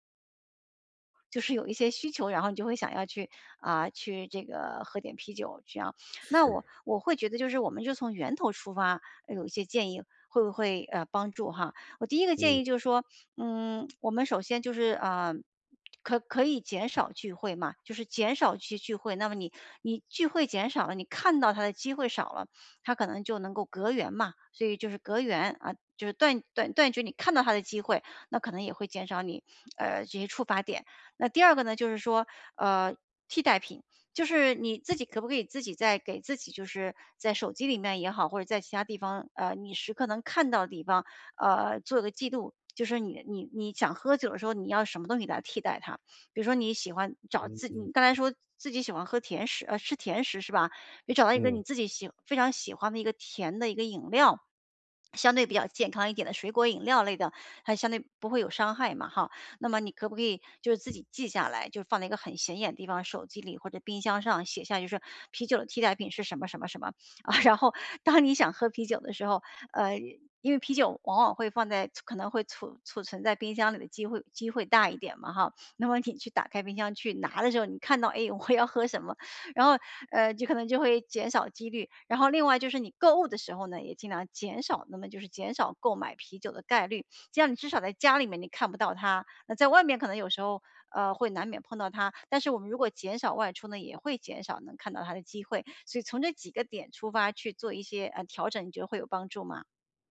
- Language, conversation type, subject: Chinese, advice, 我该如何找出让自己反复养成坏习惯的触发点？
- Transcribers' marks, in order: tsk; other background noise; tapping; laughing while speaking: "啊"; laughing while speaking: "我要"